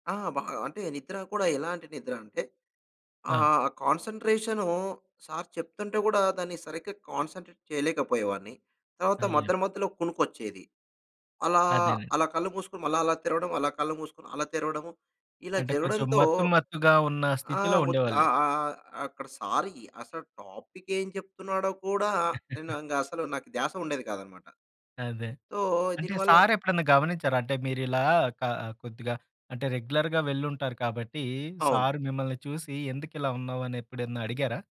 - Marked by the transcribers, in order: in English: "కాన్సంట్రేట్"; in English: "టాపిక్"; chuckle; in English: "సో"; in English: "రెగ్యులర్‌గా"
- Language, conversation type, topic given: Telugu, podcast, రాత్రి ఫోన్ వాడటం మీ నిద్రను ఎలా ప్రభావితం చేస్తుంది?